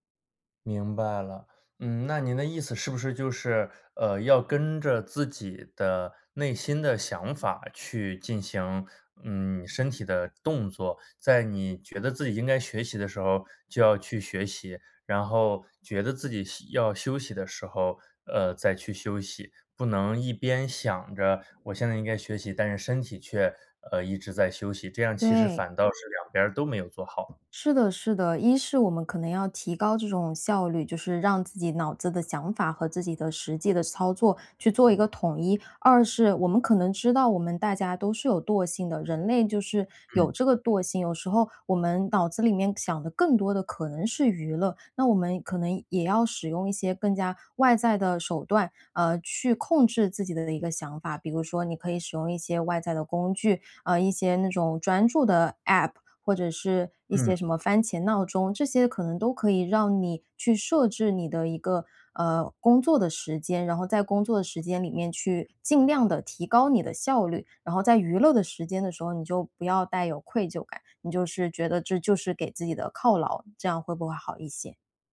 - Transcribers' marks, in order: tapping; other background noise
- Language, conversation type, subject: Chinese, advice, 休息时我总是放不下工作，怎么才能真正放松？